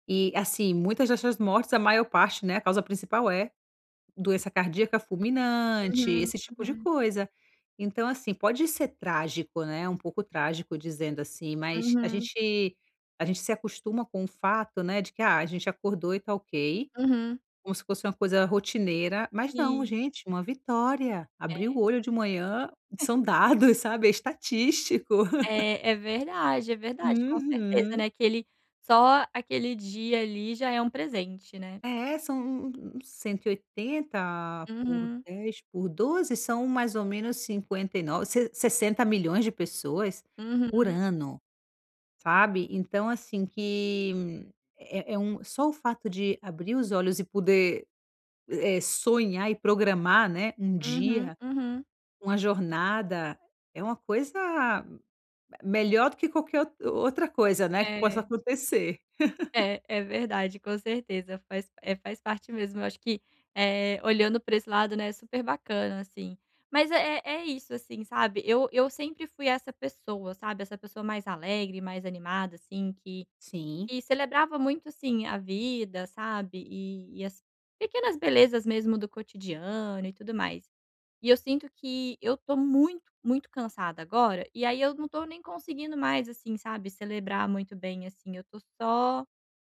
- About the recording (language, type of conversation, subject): Portuguese, advice, Como posso reconhecer e celebrar pequenas vitórias diárias no caminho para os meus objetivos?
- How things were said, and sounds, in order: tapping; chuckle; laughing while speaking: "dados"; laugh; drawn out: "Uhum"; laugh